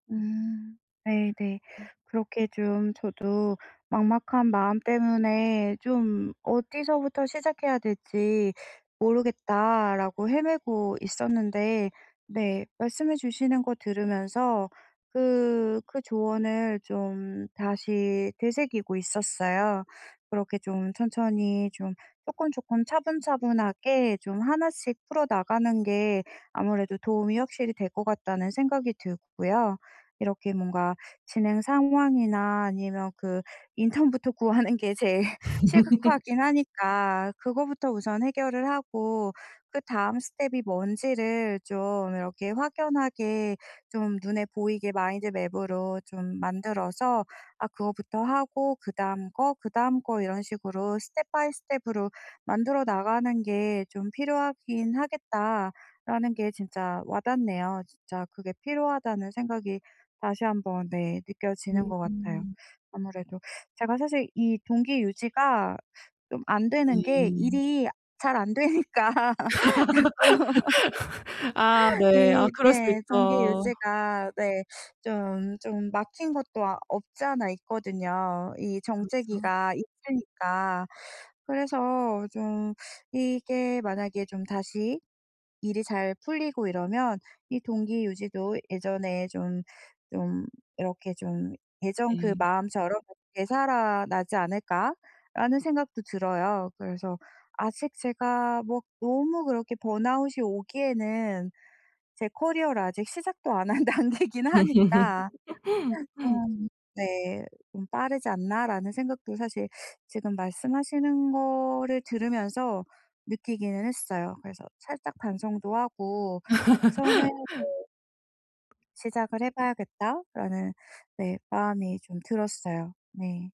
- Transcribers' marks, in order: other background noise; laughing while speaking: "구하는 게 제일"; laugh; laughing while speaking: "안 되니까 자꾸"; laugh; laughing while speaking: "아"; laughing while speaking: "안 한 단계이긴"; laugh; laugh
- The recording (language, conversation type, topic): Korean, advice, 정체기를 어떻게 극복하고 동기를 꾸준히 유지할 수 있을까요?